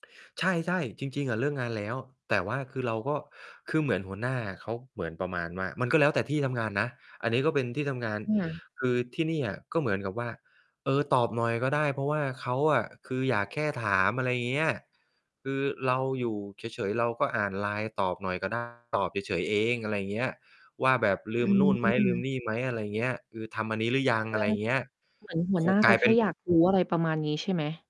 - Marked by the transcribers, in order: distorted speech; other background noise; unintelligible speech
- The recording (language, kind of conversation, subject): Thai, podcast, คุณมีเทคนิคอะไรบ้างที่จะเลิกเล่นโทรศัพท์มือถือดึกๆ?